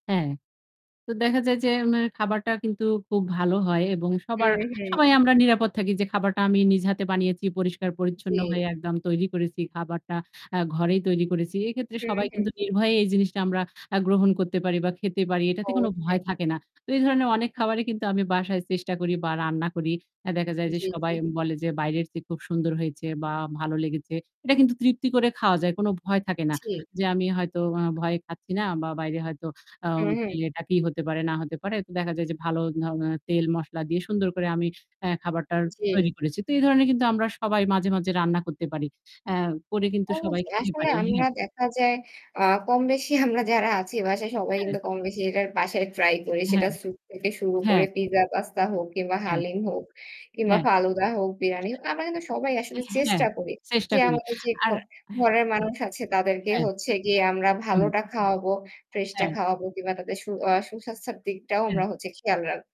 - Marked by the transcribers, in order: static; "করেছি" said as "করেচি"; "করেছি" said as "করেচি"; "চেয়ে" said as "চে"; "হয়েছে" said as "হয়েচে"; other background noise; "লেগেছে" said as "লেগেচে"; "ধরণের" said as "ধনার"; laughing while speaking: "আমরা যারা আছি বাসায়"; unintelligible speech; "কিংবা" said as "কিবা"
- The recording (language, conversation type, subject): Bengali, unstructured, রেস্টুরেন্টের খাবার খেয়ে কখনো কি আপনি অসুস্থ হয়ে পড়েছেন?